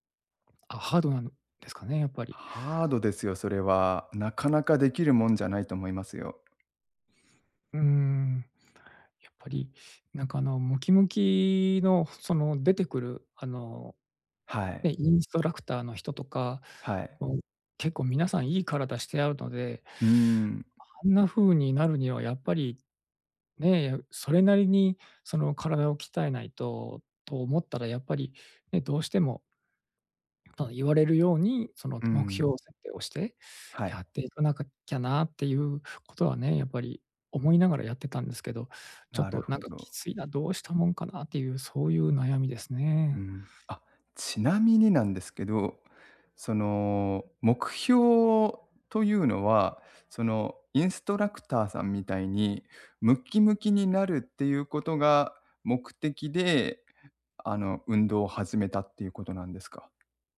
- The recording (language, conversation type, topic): Japanese, advice, 運動を続けられず気持ちが沈む
- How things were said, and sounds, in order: other background noise; other noise